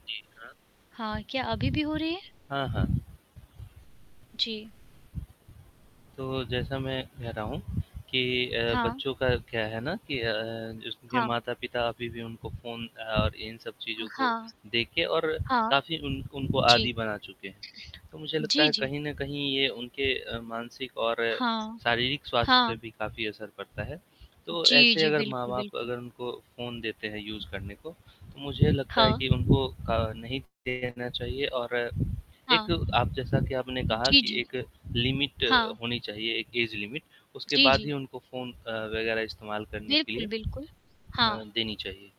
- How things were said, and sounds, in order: background speech; static; other background noise; in English: "यूज़"; distorted speech; in English: "लिमिट"; in English: "ऐज लिमिट"
- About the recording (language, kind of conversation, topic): Hindi, unstructured, क्या डिजिटल दुनिया में बच्चों की सुरक्षा खतरे में है?